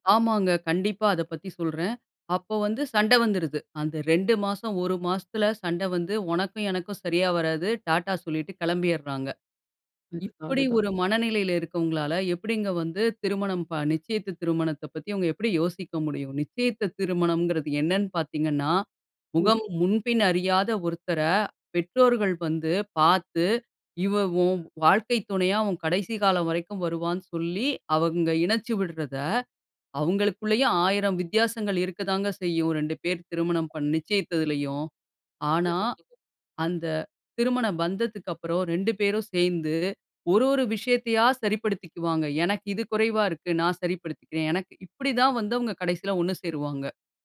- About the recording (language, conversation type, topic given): Tamil, podcast, திருமணத்தைப் பற்றி குடும்பத்தின் எதிர்பார்ப்புகள் என்னென்ன?
- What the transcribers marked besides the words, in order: unintelligible speech; other background noise; other noise